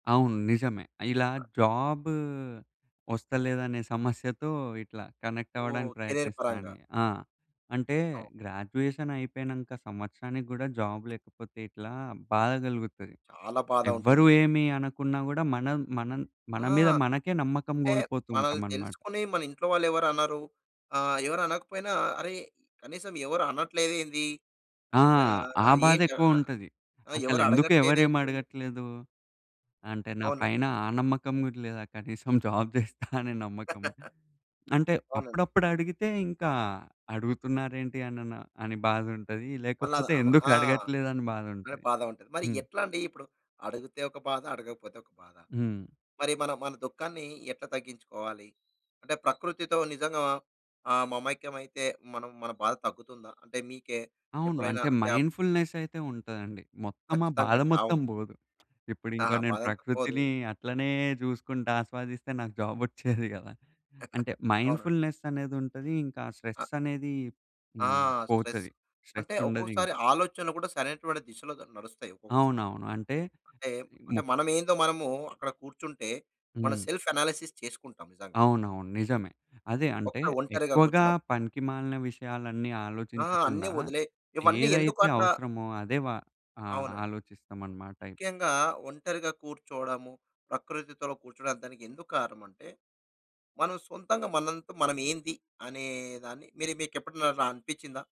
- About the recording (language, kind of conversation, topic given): Telugu, podcast, దుఃఖంగా ఉన్నప్పుడు ప్రకృతి నీకు ఎలా ఊరట ఇస్తుంది?
- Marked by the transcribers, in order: other noise; in English: "కనెక్ట్"; in English: "కేరియర్"; in English: "జాబ్"; laughing while speaking: "జాబ్ జేస్తా అనే"; in English: "జాబ్"; chuckle; other background noise; in English: "మైండ్‌ఫుల్‌నెస్"; laughing while speaking: "నాకు జాబొచ్చేది గదా!"; chuckle; in English: "మైండ్‌ఫుల్‌నెస్"; in English: "స్ట్రెస్"; in English: "స్ట్రెస్"; in English: "స్ట్రెస్"; in English: "సెల్ఫ్ యనాలిసిస్"